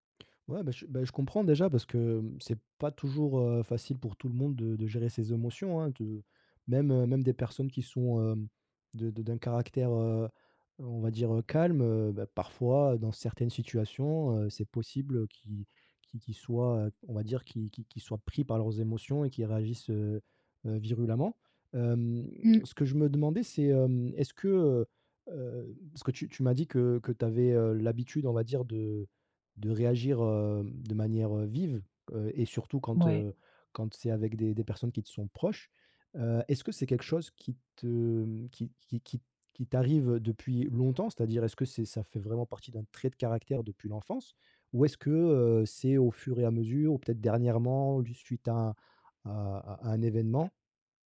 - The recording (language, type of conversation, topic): French, advice, Comment communiquer quand les émotions sont vives sans blesser l’autre ni soi-même ?
- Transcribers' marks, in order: none